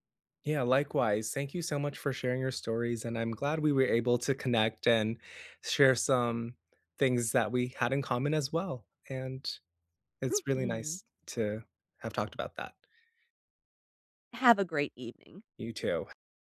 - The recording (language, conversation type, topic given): English, unstructured, What role do memories play in coping with loss?
- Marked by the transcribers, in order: none